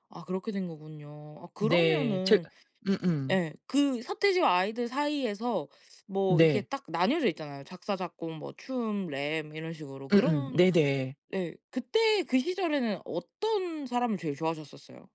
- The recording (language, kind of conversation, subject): Korean, podcast, 고등학교 시절에 늘 듣던 대표적인 노래는 무엇이었나요?
- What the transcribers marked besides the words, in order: other background noise